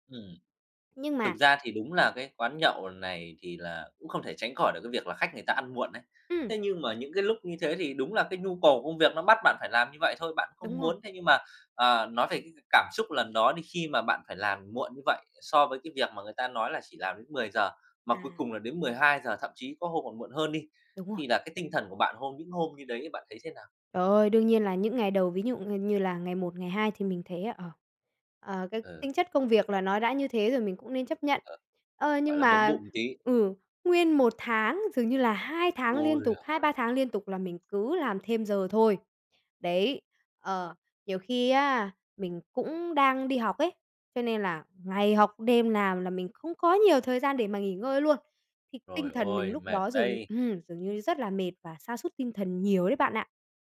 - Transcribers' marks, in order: "dụ" said as "nhụ"; tapping; other background noise
- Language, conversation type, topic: Vietnamese, podcast, Văn hóa làm thêm giờ ảnh hưởng tới tinh thần nhân viên ra sao?